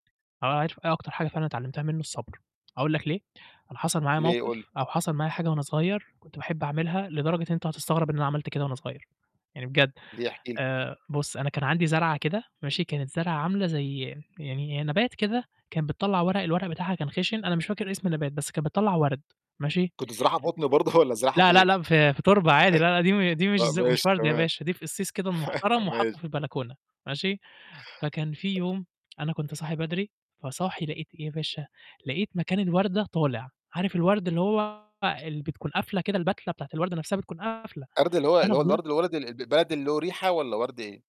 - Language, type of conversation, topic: Arabic, podcast, إيه اللي علمتهولك النباتات عن إن البدايات الصغيرة ممكن تكبر؟
- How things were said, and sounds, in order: tapping; chuckle; chuckle; distorted speech; "البلدي" said as "الولدي"